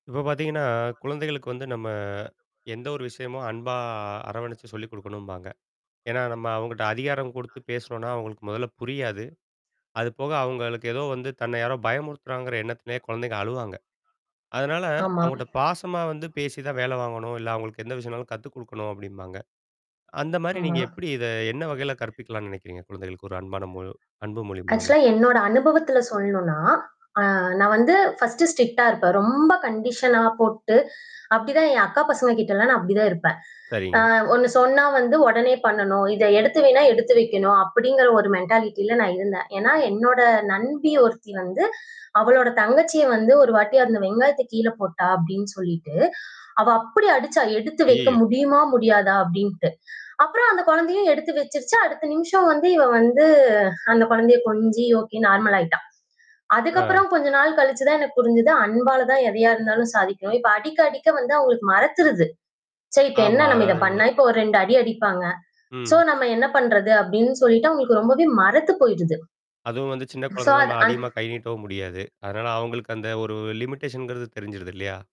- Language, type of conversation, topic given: Tamil, podcast, குழந்தைகளுக்கு அன்பை வெளிப்படுத்தும் விதங்களை எப்படிக் கற்பிக்கலாம்?
- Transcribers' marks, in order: background speech; drawn out: "அன்பா"; in English: "ஆக்ஷூலா"; in English: "பர்ஸ்ட் ஸ்ட்ரிக்ட்டா"; in English: "கண்டிஷன்லாம்"; in English: "மென்டாலிட்டில"; in English: "நார்மல்"; in English: "சோ"; in English: "சோ"; in English: "லிமிட்டேஷன்கிறது"